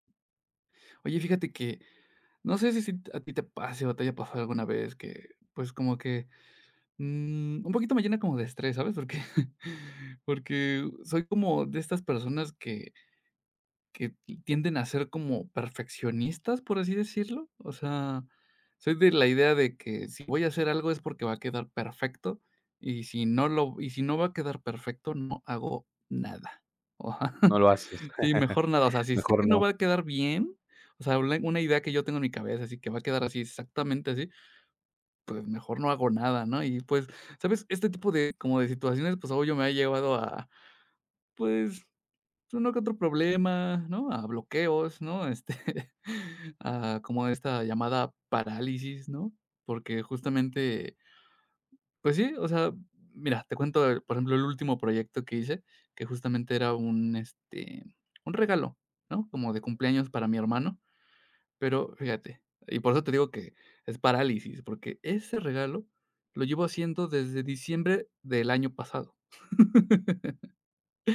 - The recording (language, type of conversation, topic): Spanish, advice, ¿Cómo puedo superar la parálisis por perfeccionismo que me impide avanzar con mis ideas?
- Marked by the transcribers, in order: laughing while speaking: "porque"; chuckle; laugh; tapping; laughing while speaking: "este"; laugh